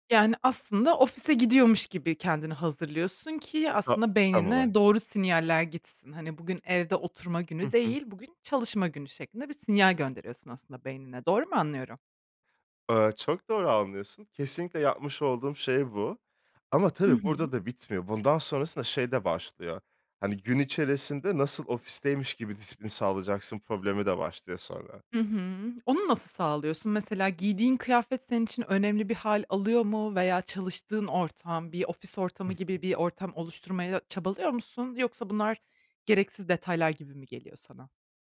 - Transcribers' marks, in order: other background noise; tapping
- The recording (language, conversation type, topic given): Turkish, podcast, Evde çalışırken disiplinini korumak için neler yapıyorsun?
- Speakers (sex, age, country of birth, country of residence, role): female, 25-29, Turkey, Germany, host; male, 30-34, Turkey, France, guest